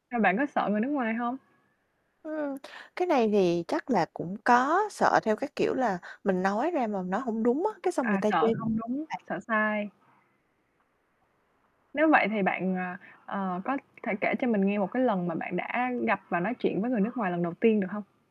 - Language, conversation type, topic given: Vietnamese, podcast, Sở thích nào đã thay đổi bạn nhiều nhất, và bạn có thể kể về nó không?
- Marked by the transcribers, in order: static; background speech; other background noise; tapping; distorted speech